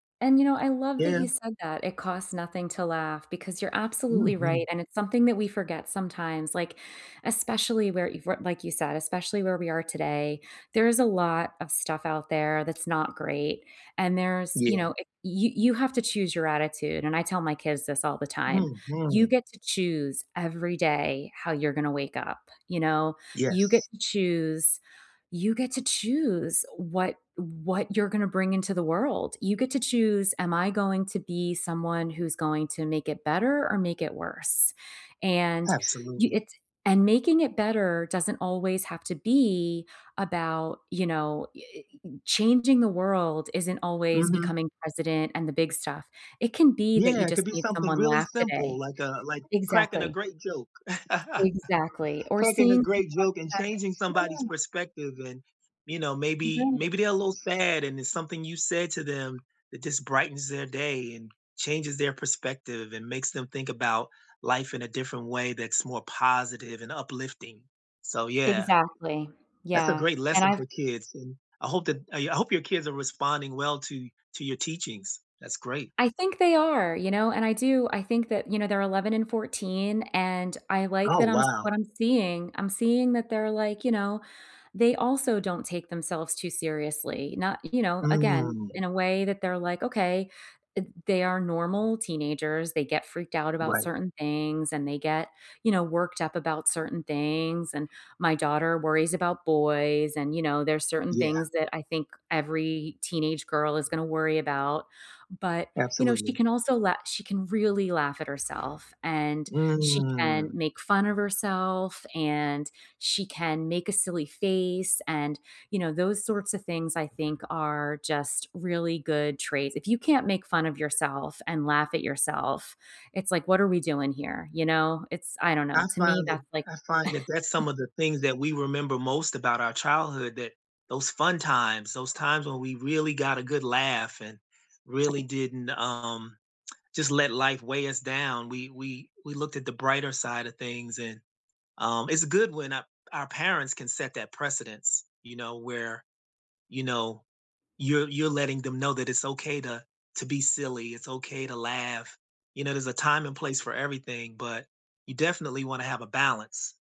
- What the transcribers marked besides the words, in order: chuckle; tapping; other background noise; drawn out: "Mm"; chuckle
- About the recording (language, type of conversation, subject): English, unstructured, How can humor help when things get tense?
- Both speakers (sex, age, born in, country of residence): female, 45-49, United States, United States; male, 55-59, United States, United States